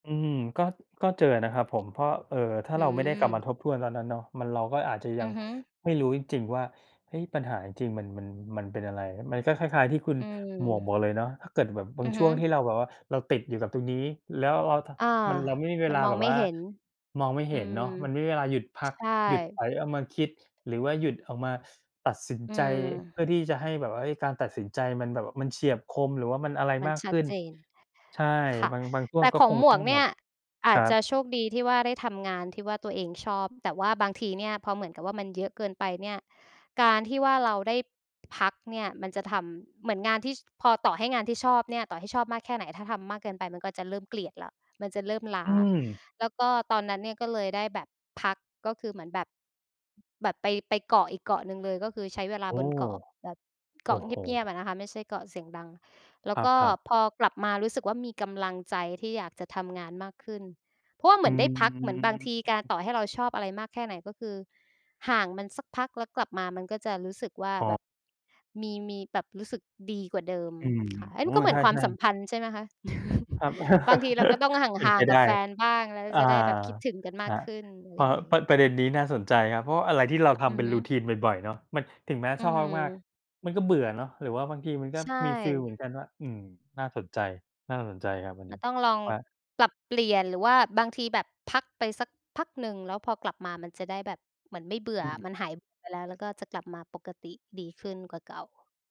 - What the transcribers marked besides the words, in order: tapping; other background noise; chuckle; in English: "Routine"
- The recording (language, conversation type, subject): Thai, unstructured, คุณชอบทำอะไรเพื่อสร้างความสุขให้ตัวเอง?